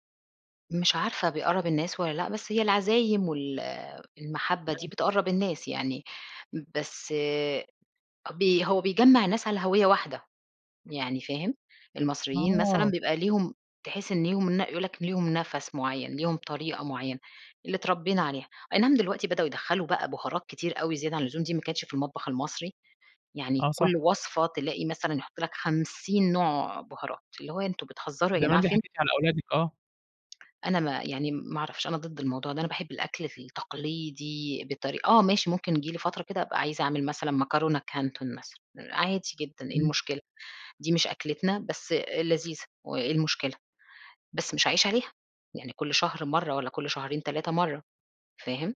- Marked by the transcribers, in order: unintelligible speech; tapping; in English: "كانتون"
- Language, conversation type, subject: Arabic, podcast, إزاي بتورّثوا العادات والأكلات في بيتكم؟